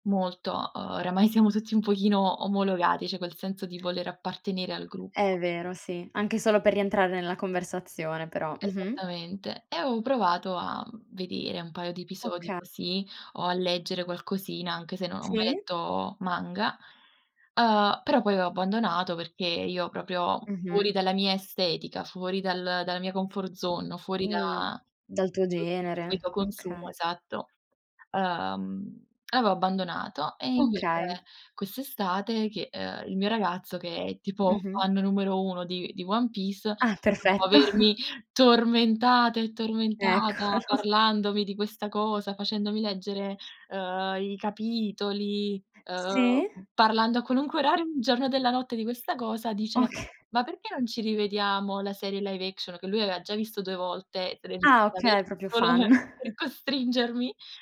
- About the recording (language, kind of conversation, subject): Italian, podcast, Che cosa ti fa amare o odiare un personaggio in una serie televisiva?
- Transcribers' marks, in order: other background noise; tapping; in English: "comfort zone"; tongue click; chuckle; laughing while speaking: "Eccolo"; laughing while speaking: "Okay"; in English: "live action"; singing: "per costringermi"; chuckle